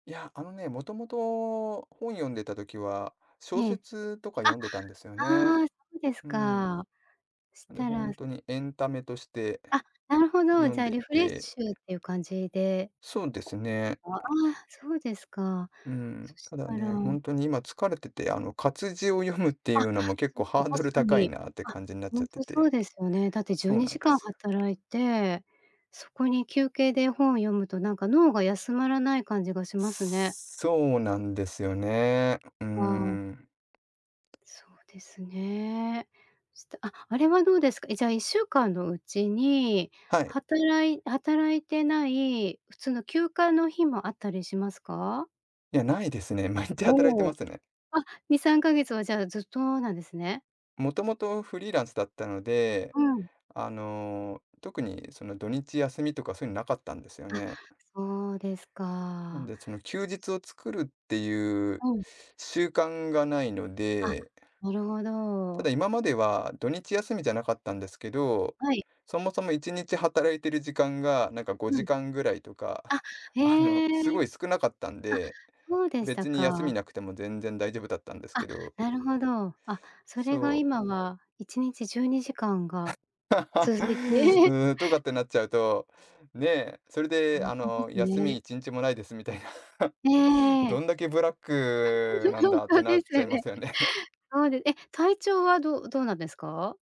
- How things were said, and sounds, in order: other background noise; tapping; laughing while speaking: "毎日働いてますね"; other noise; laugh; laughing while speaking: "続いて"; giggle; laughing while speaking: "みたいな"; chuckle; laughing while speaking: "ほんとですよね"; laughing while speaking: "ますよね"
- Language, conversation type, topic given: Japanese, advice, 自分のための時間を確保できないのはなぜですか？